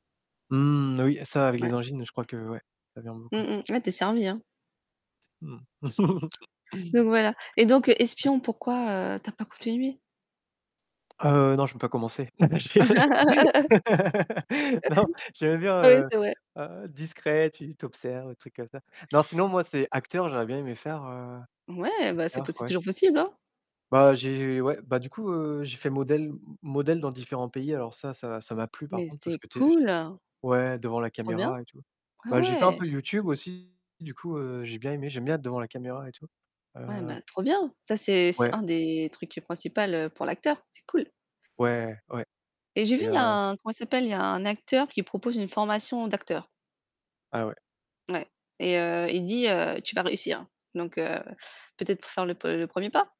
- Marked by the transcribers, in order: static; chuckle; tapping; laugh; laughing while speaking: "Je dirais non"; laugh; distorted speech
- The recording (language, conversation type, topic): French, unstructured, Quels rêves avais-tu quand tu étais enfant, et comment ont-ils évolué ?